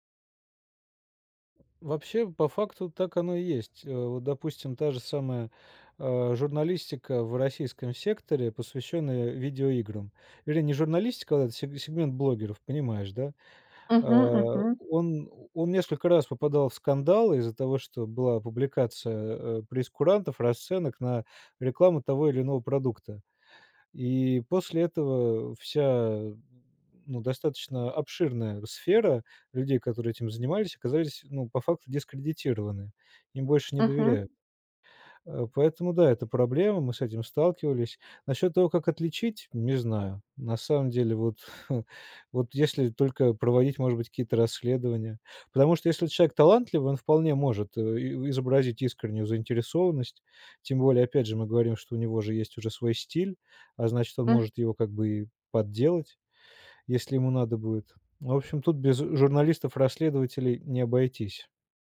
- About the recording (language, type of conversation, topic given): Russian, podcast, Почему люди доверяют блогерам больше, чем традиционным СМИ?
- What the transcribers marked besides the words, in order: other background noise; chuckle